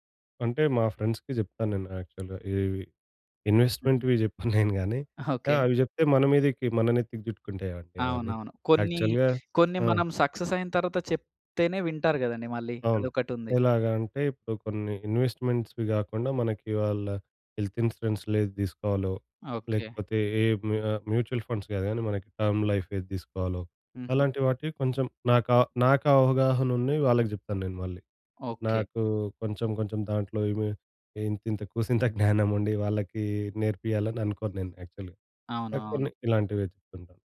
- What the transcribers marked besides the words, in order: in English: "ఫ్రెండ్స్‌కి"; in English: "యాక్చువల్‌గా"; tapping; in English: "ఇన్వెస్ట్మెంట్‌వి"; giggle; in English: "యాక్చువల్‌గా"; in English: "ఇన్వెస్ట్మెంట్స్‌వి"; in English: "హెల్త్ ఇన్స్యూరెన్స్‌లేది"; in English: "టర్మ్ లైఫ్"; giggle; in English: "యాక్చువల్‌గా"
- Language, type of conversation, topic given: Telugu, podcast, ఆర్థిక సురక్షత మీకు ఎంత ముఖ్యమైనది?